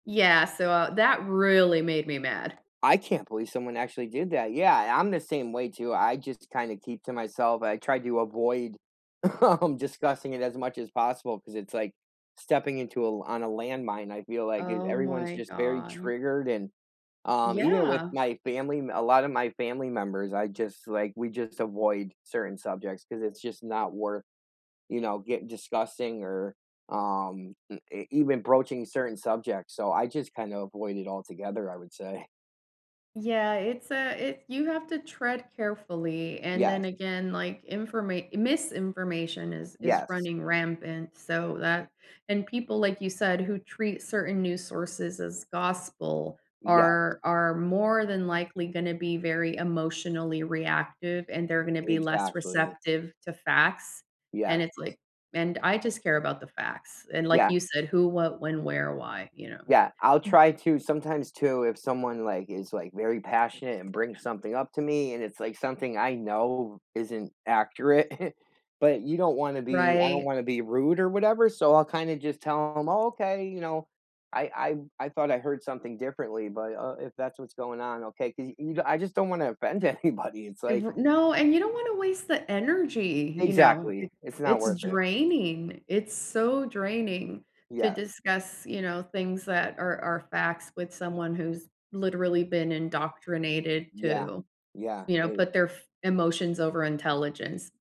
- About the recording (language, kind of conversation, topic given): English, unstructured, How does your community respond to major headlines and stay connected through the news?
- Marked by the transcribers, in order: stressed: "really"; other background noise; laughing while speaking: "um"; chuckle; chuckle; tapping; laughing while speaking: "anybody"